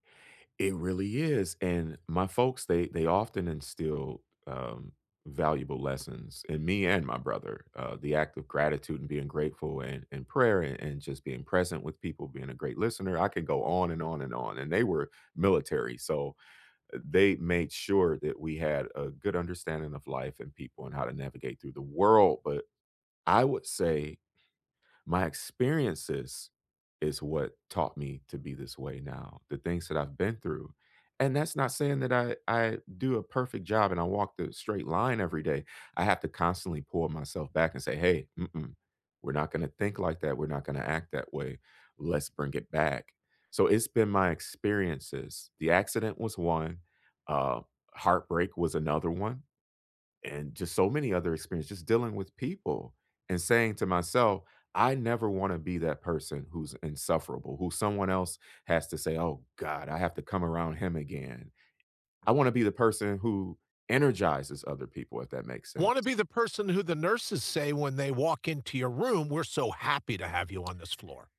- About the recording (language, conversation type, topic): English, unstructured, Can humor help defuse tense situations, and how?
- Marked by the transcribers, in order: tapping; stressed: "world"; other background noise